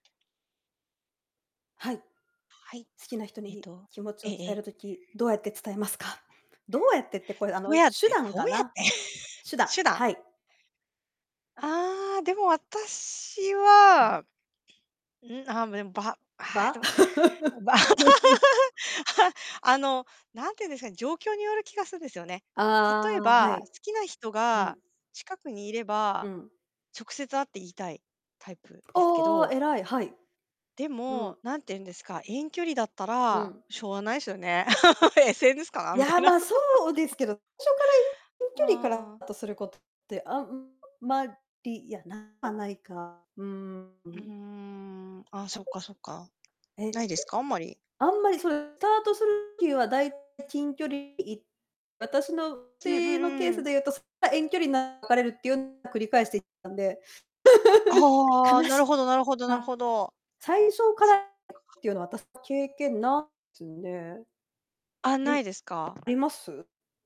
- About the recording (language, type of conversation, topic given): Japanese, unstructured, 好きな人に気持ちをどうやって伝えますか？
- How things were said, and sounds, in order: laughing while speaking: "どうやって"; laugh; laugh; laughing while speaking: "みたいな"; laugh; distorted speech; unintelligible speech; unintelligible speech; tapping; unintelligible speech; unintelligible speech; unintelligible speech; unintelligible speech; unintelligible speech; unintelligible speech; laugh; unintelligible speech; unintelligible speech